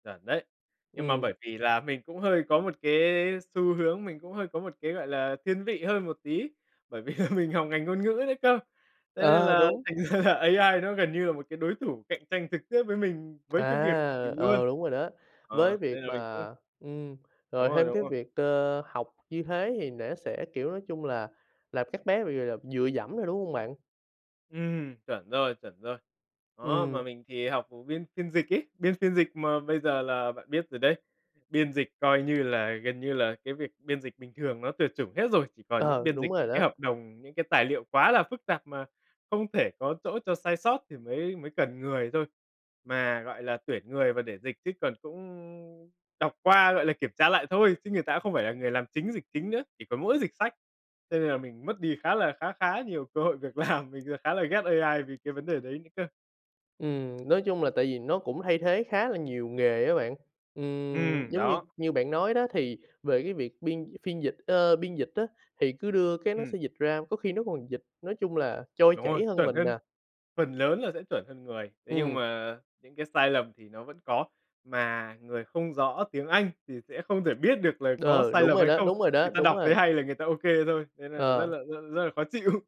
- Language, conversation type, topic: Vietnamese, podcast, Bạn nghĩ trí tuệ nhân tạo đang tác động như thế nào đến đời sống hằng ngày của chúng ta?
- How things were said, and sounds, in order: tapping; laughing while speaking: "Bởi vì là"; laughing while speaking: "thành ra là"; other background noise; laughing while speaking: "làm"; laughing while speaking: "chịu"